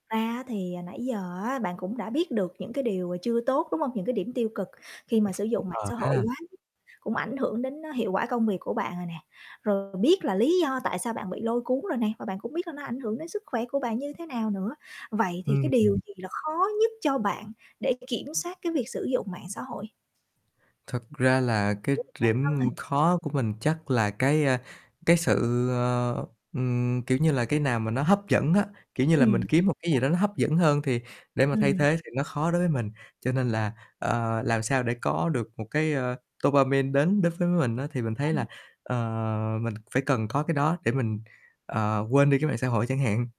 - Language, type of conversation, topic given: Vietnamese, advice, Làm thế nào để tránh bị mạng xã hội làm phân tâm khi bạn cần hoàn thành nhiệm vụ?
- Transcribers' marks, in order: static; chuckle; distorted speech; mechanical hum; tapping; unintelligible speech; in English: "dopamine"